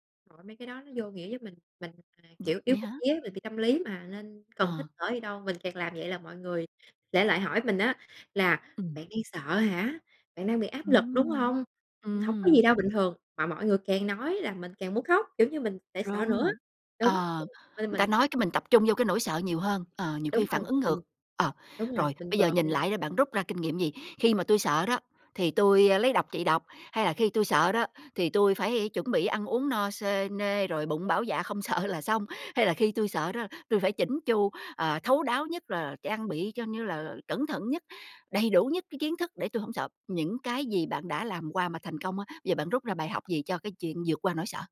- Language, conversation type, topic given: Vietnamese, podcast, Bạn đã từng vượt qua nỗi sợ của mình như thế nào?
- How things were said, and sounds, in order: tapping; other background noise; laughing while speaking: "sợ"